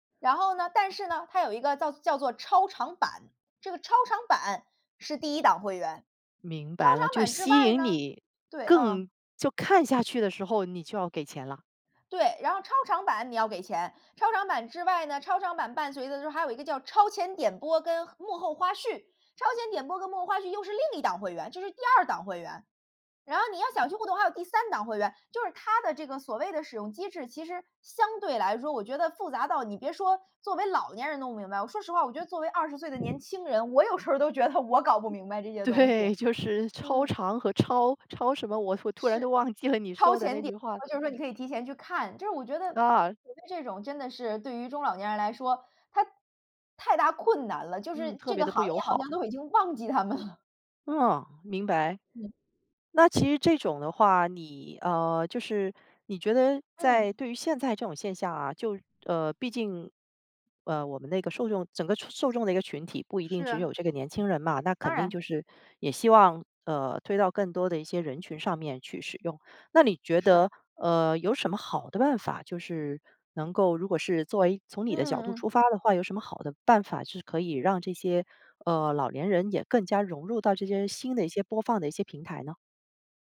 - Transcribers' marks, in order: tapping; other background noise; laughing while speaking: "有时候都觉得我搞不明白"; other noise; laughing while speaking: "对，就是超长和超，超什么？我突 突然都忘记了你说的那句话"; background speech; laughing while speaking: "忘记他们了"
- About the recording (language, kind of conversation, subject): Chinese, podcast, 播放平台的兴起改变了我们的收视习惯吗？